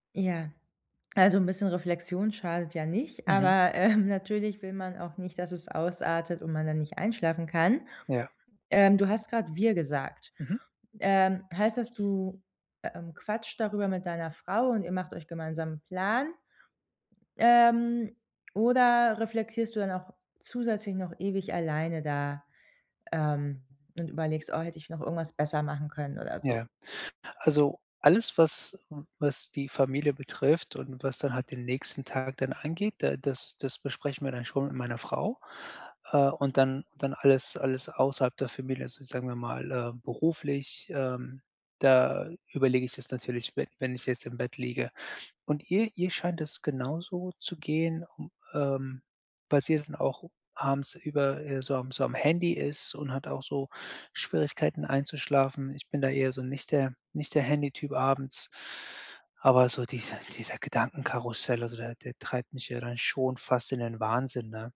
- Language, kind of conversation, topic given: German, advice, Wie kann ich abends besser zur Ruhe kommen?
- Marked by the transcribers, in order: laughing while speaking: "ähm"